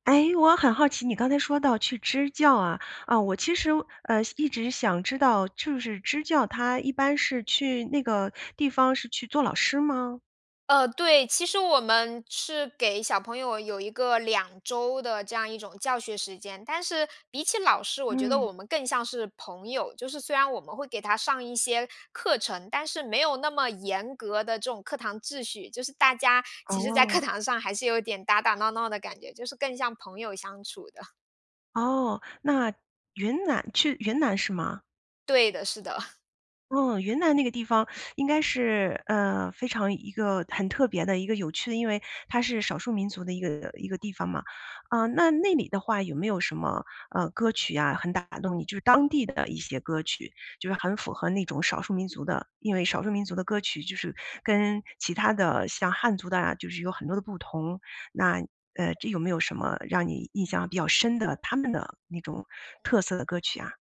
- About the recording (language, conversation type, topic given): Chinese, podcast, 有没有那么一首歌，一听就把你带回过去？
- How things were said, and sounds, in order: anticipating: "诶，我很好奇"; laughing while speaking: "课堂上"; other background noise; laughing while speaking: "的"; laughing while speaking: "是的"; teeth sucking